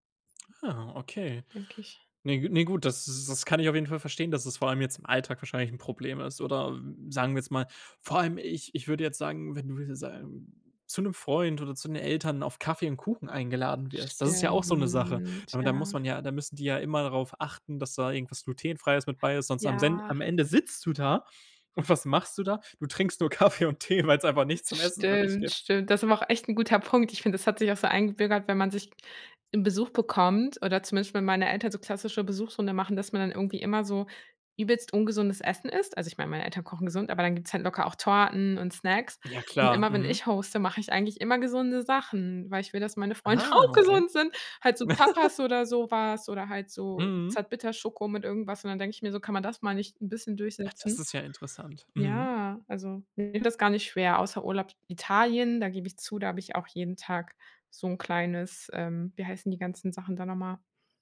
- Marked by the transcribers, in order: other background noise; unintelligible speech; laughing while speaking: "Kaffee und Tee"; in English: "hoste"; laughing while speaking: "meine Freunde"; laugh
- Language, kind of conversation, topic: German, podcast, Wie passt du Rezepte an Allergien oder Unverträglichkeiten an?